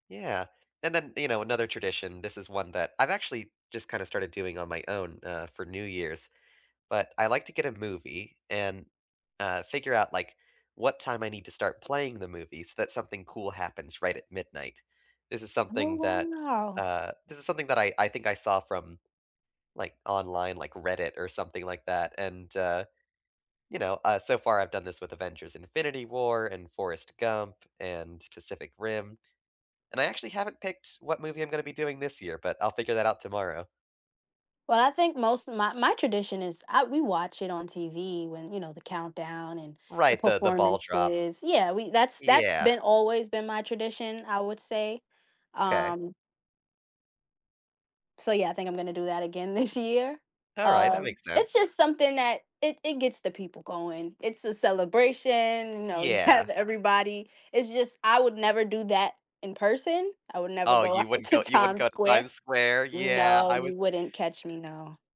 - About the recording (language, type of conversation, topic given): English, unstructured, What is a family tradition you remember fondly?
- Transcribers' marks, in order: tapping; laughing while speaking: "this"; other background noise; laughing while speaking: "have"; laughing while speaking: "Time"